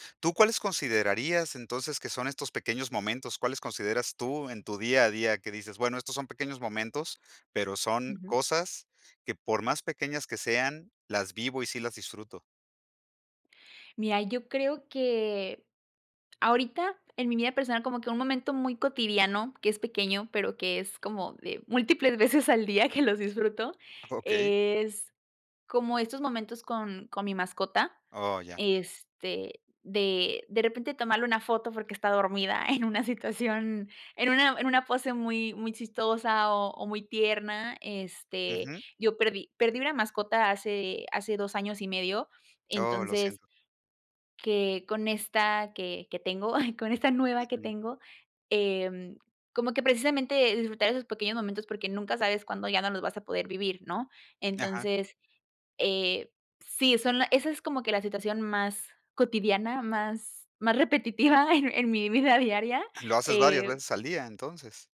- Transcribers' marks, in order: laughing while speaking: "veces al día que"; laughing while speaking: "en una situación"; laughing while speaking: "con esta"; laughing while speaking: "repetitiva en mi vida"
- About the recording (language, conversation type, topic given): Spanish, podcast, ¿Qué aprendiste sobre disfrutar los pequeños momentos?